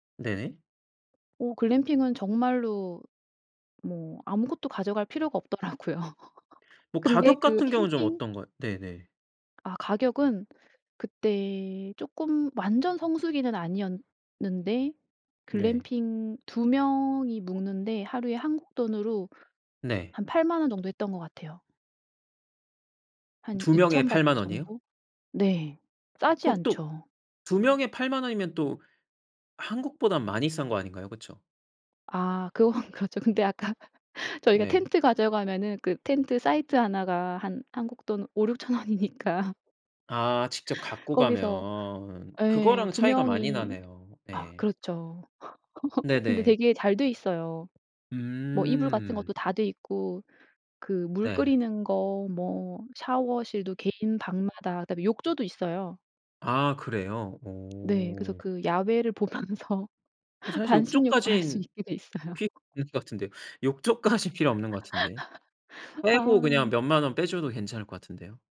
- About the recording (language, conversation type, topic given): Korean, podcast, 여행 중 가장 감동받았던 풍경은 어디였나요?
- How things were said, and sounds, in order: laughing while speaking: "없더라고요"; laugh; tapping; laughing while speaking: "그건 그렇죠"; laughing while speaking: "아까"; laughing while speaking: "오육천 원이니까"; laugh; other background noise; laughing while speaking: "보면서 반신욕도 할 수 있게 돼 있어요"; unintelligible speech; laugh; laughing while speaking: "욕조까진"; laugh